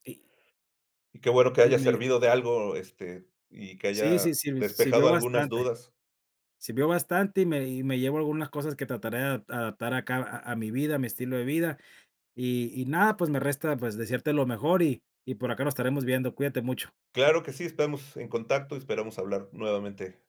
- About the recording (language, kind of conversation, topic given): Spanish, podcast, ¿Cómo adaptas tu rutina cuando trabajas desde casa?
- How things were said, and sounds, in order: none